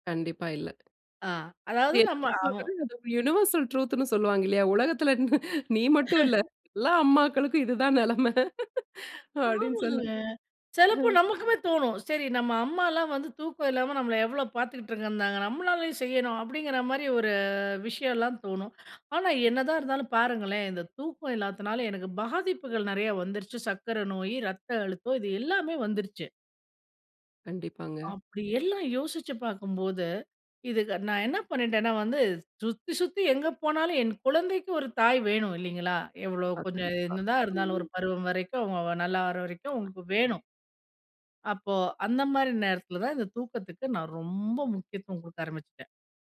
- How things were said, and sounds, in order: unintelligible speech; in English: "யுனிவர்சல் ட்ரூத்துன்னு"; laughing while speaking: "உலகத்துல இருந்து, நீ மட்டும் இல்ல. எல்லா அம்மாக்களுக்கும் இது தான் நெலம. அப்டின்னு சொல்ட்டு"; laugh; tapping
- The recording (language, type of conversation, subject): Tamil, podcast, உங்கள் தூக்கப்பழக்கம் மனஅழுத்தத்தைக் குறைக்க எப்படி உதவுகிறது?